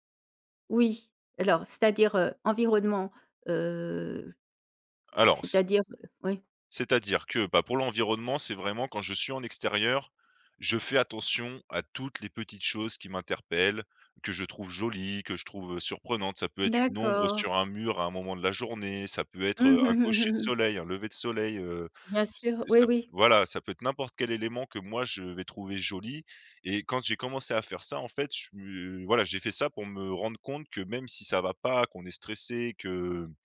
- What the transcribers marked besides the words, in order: drawn out: "heu"
- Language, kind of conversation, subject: French, podcast, Qu’est-ce qui te calme le plus quand tu es stressé(e) ?